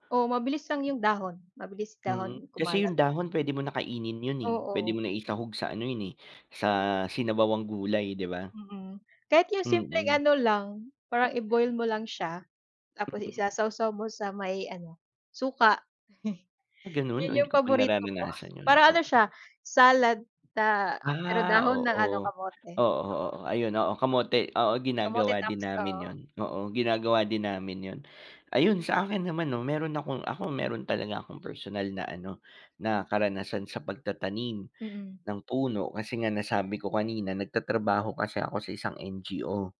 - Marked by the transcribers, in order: chuckle
- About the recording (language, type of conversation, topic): Filipino, unstructured, Bakit mahalaga ang pagtatanim ng puno sa ating paligid?